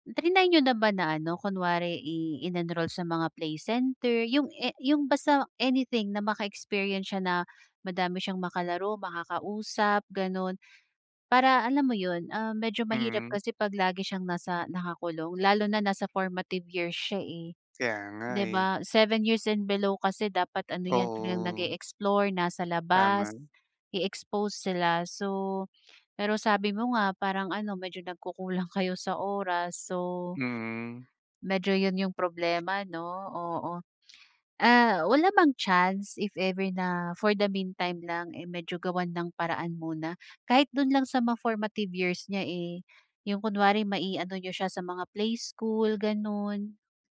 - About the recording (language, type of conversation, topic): Filipino, advice, Paano ako mananatiling kalmado at nakatuon kapag sobra ang pagkabahala ko?
- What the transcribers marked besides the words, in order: tapping